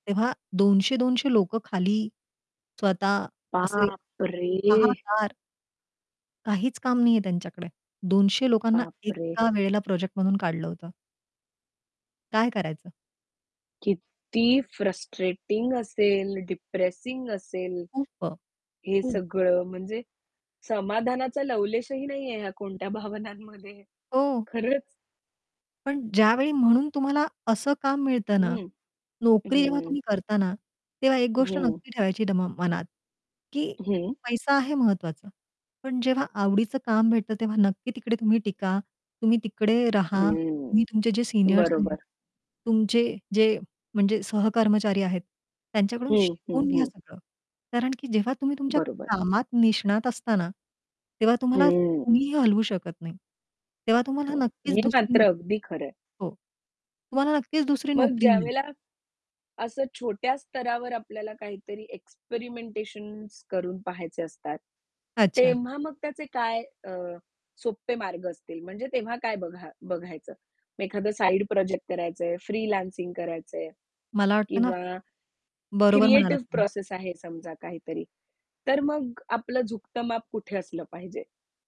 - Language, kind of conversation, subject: Marathi, podcast, नोकरीची सुरक्षितता आणि तृप्ती यांमधील संघर्ष तुम्ही कसा सांभाळता?
- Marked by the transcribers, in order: distorted speech; surprised: "बापरे!"; in English: "फ्रस्ट्रेटिंग"; in English: "डिप्रेसिंग"; static; laughing while speaking: "भावनांमध्ये"; mechanical hum; in English: "एक्सपेरिमेंटेशन्स"; "एक्स्परिमेंटेशन" said as "एक्सपेरिमेंटेशन्स"; in English: "फ्रीलान्सिंग"